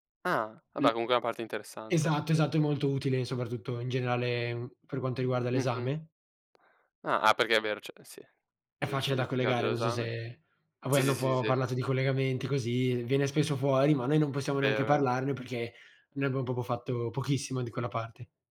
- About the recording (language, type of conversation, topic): Italian, unstructured, Quale materia ti fa sentire più felice?
- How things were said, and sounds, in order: tapping; "cioè" said as "ceh"; unintelligible speech; "proprio" said as "popo"